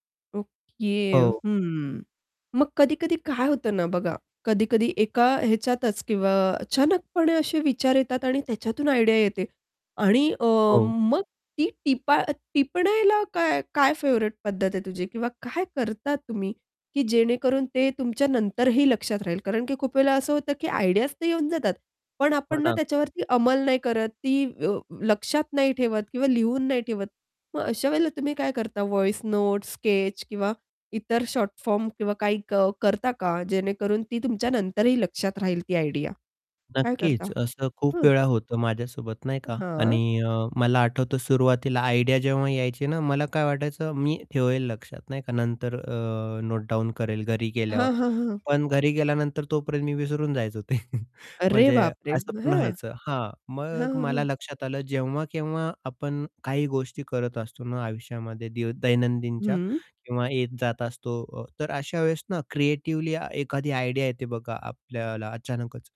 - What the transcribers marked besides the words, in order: static; in English: "आयडिया"; in English: "फेव्हरेट"; in English: "आयडियाज"; distorted speech; in English: "व्हॉइस नोट्स, स्केच"; in English: "आयडिया?"; in English: "आयडिया"; in English: "नोट डाउन"; other background noise; laughing while speaking: "ते"; chuckle; in English: "आयडिया"
- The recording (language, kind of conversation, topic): Marathi, podcast, काहीही सुचत नसताना तुम्ही नोंदी कशा टिपता?